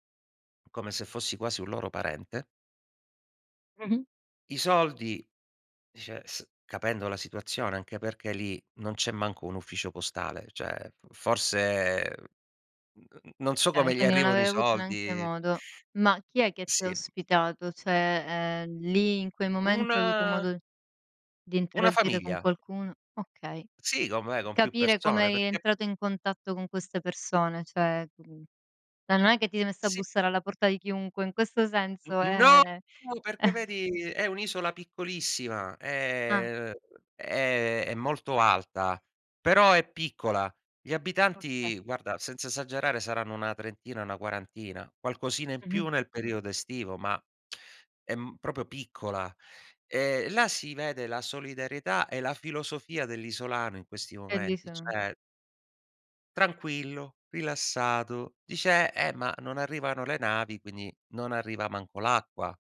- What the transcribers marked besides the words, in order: tapping; unintelligible speech; "cioè" said as "ceh"; other noise; other background noise; "Okay" said as "kay"; "avevi" said as "avei"; "Cioè" said as "ceh"; "interagire" said as "interaddire"; "cioè" said as "ceh"; chuckle; drawn out: "è"; "proprio" said as "propo"; "cioè" said as "ceh"
- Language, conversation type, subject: Italian, podcast, Qual è un’esperienza a contatto con la natura che ti ha fatto vedere le cose in modo diverso?